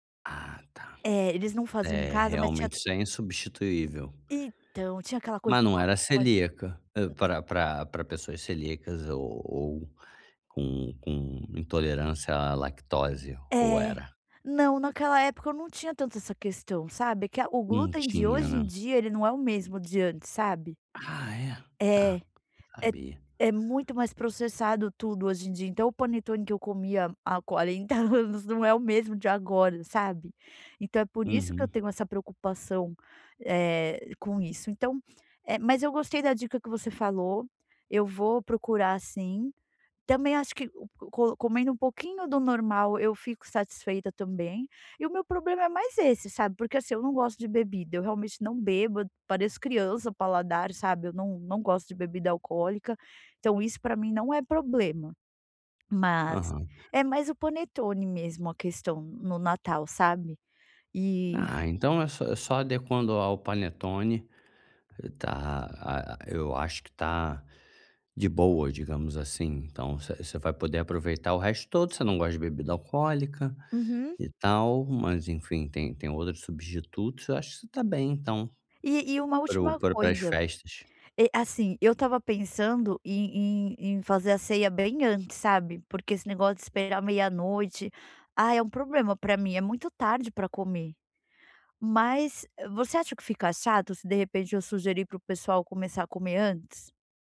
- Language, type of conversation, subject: Portuguese, advice, Como posso manter uma alimentação equilibrada durante celebrações e festas?
- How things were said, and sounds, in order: unintelligible speech; other background noise